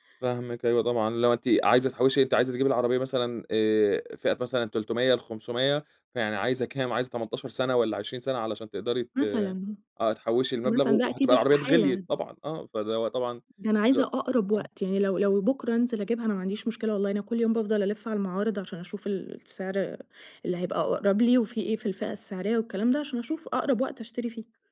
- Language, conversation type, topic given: Arabic, advice, إزاي أتعامل مع إحباطي من إن الادخار ماشي ببطء عشان أوصل لهدف كبير؟
- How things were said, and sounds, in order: none